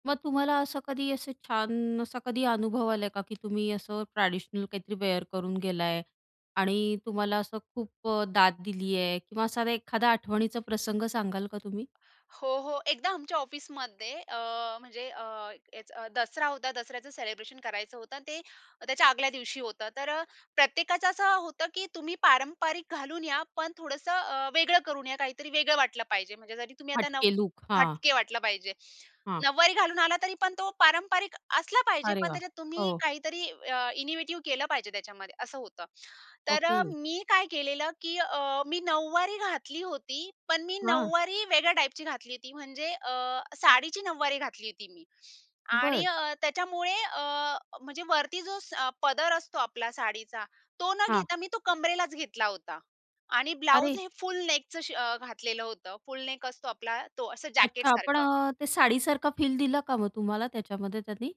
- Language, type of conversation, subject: Marathi, podcast, साडी किंवा पारंपरिक पोशाख घातल्यावर तुम्हाला आत्मविश्वास कसा येतो?
- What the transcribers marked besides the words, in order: other background noise; in English: "वेअर"; tapping; in English: "सेलिब्रेशन"; in English: "इनीव्हेटिव्ह"; "इनोव्हेटिव्ह" said as "इनीव्हेटिव्ह"